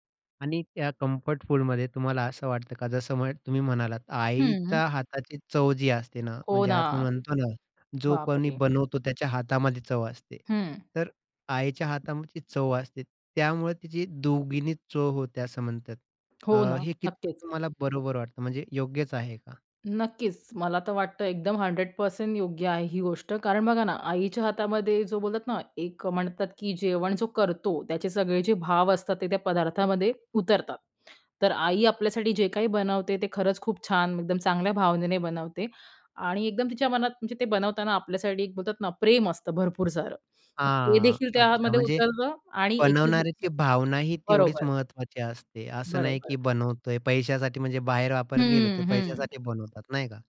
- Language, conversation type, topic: Marathi, podcast, तुमचं ‘मनाला दिलासा देणारं’ आवडतं अन्न कोणतं आहे, आणि ते तुम्हाला का आवडतं?
- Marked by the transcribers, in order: in English: "कम्फर्ट"; surprised: "बाप रे!"; tapping; unintelligible speech; "आपण" said as "आपरण"